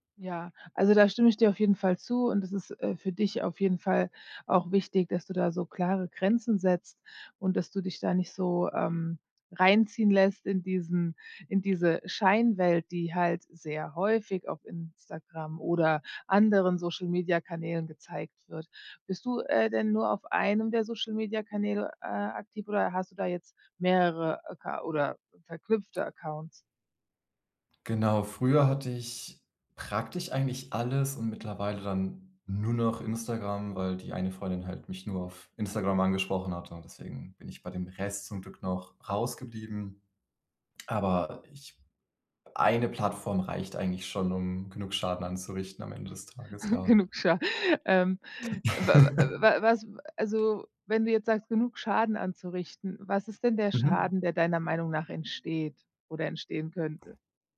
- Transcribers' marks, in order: giggle; laughing while speaking: "Genug Scha"; laugh
- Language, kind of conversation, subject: German, advice, Wie gehe ich mit Geldsorgen und dem Druck durch Vergleiche in meinem Umfeld um?